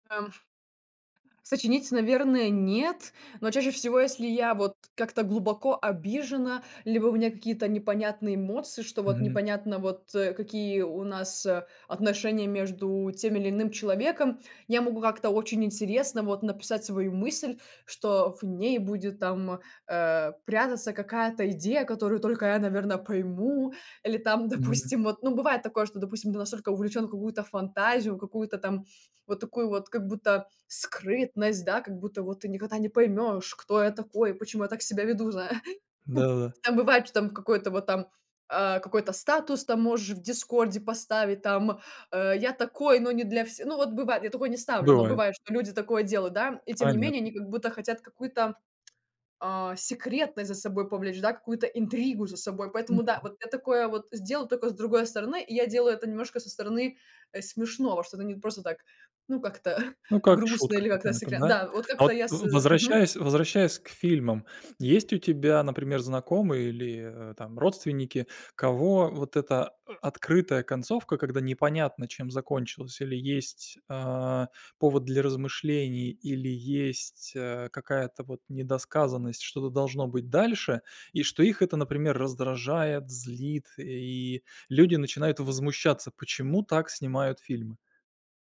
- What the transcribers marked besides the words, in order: put-on voice: "никогда не поймешь, кто я такой"; laughing while speaking: "зай"; tapping; laughing while speaking: "как-то"
- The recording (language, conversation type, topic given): Russian, podcast, Какую концовку ты предпочитаешь: открытую или закрытую?